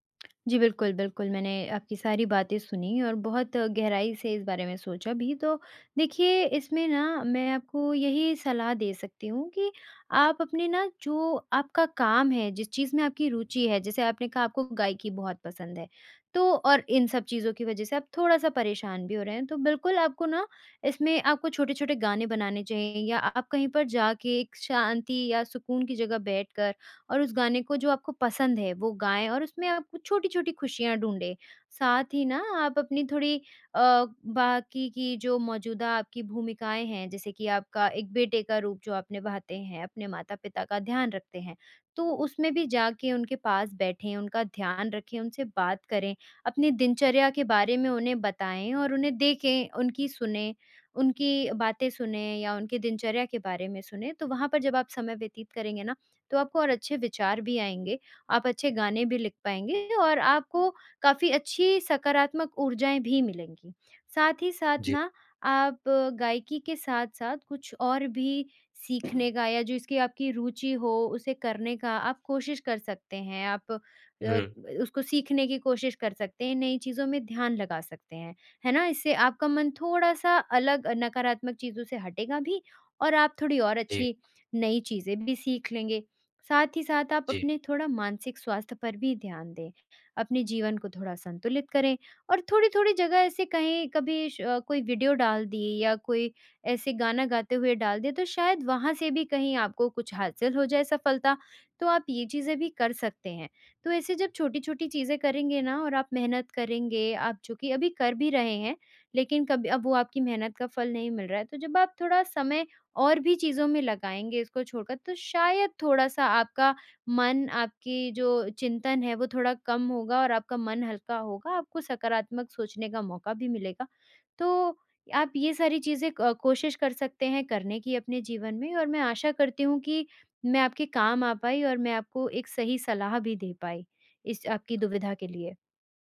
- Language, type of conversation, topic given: Hindi, advice, आपको अपने करियर में उद्देश्य या संतुष्टि क्यों महसूस नहीं हो रही है?
- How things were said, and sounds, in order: tapping